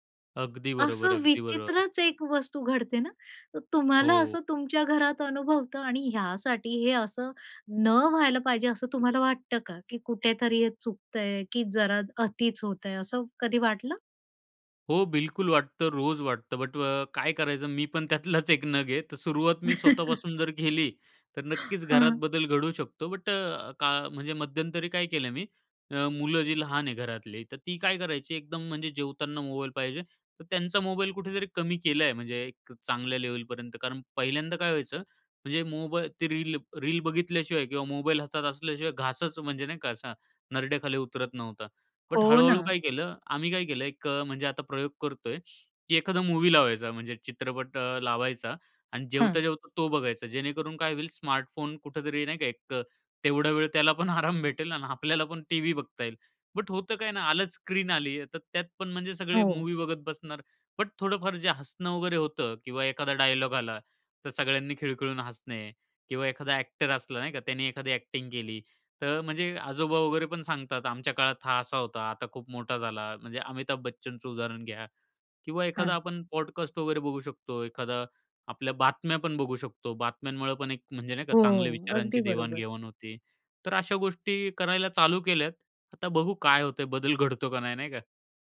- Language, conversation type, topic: Marathi, podcast, स्मार्टफोनमुळे तुमची लोकांशी असलेली नाती कशी बदलली आहेत?
- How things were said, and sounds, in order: other background noise; tapping; laughing while speaking: "त्यातलाच"; chuckle; laughing while speaking: "त्याला पण आराम भेटेल"; in English: "ॲक्टिंग"; in English: "पॉडकास्ट"